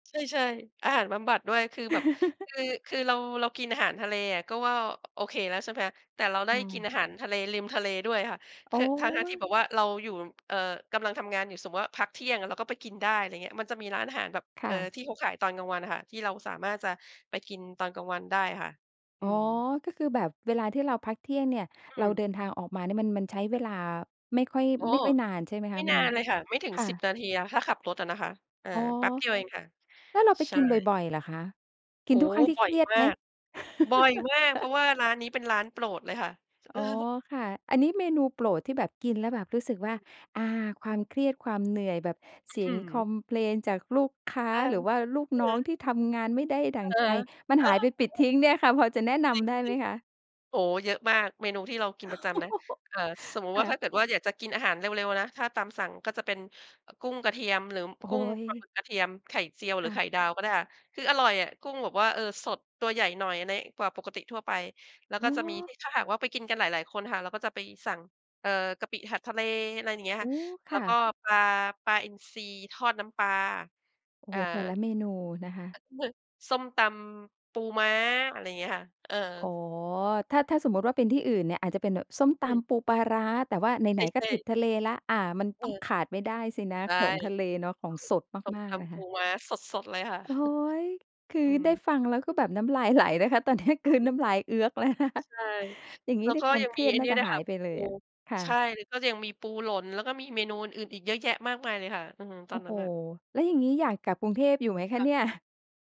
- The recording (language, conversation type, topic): Thai, podcast, ธรรมชาติช่วยให้คุณผ่อนคลายได้อย่างไร?
- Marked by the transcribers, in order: laugh; stressed: "บ่อยมาก"; laugh; chuckle; laugh; "อะไร" said as "อะรัน"; tapping; chuckle; laughing while speaking: "ตอนนี้กลืน"; laughing while speaking: "แล้วนะคะ"